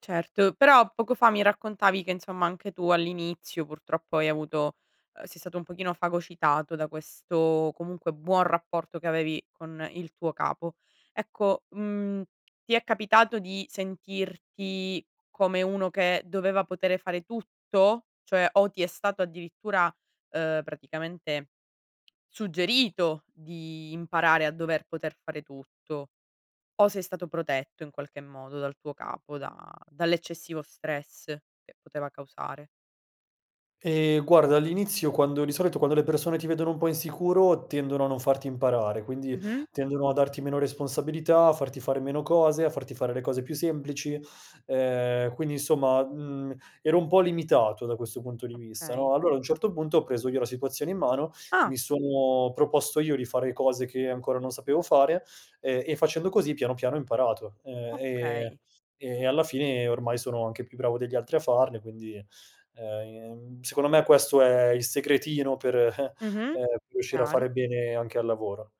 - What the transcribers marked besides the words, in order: laughing while speaking: "per"
- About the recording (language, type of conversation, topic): Italian, podcast, Hai un capo che ti fa sentire invincibile?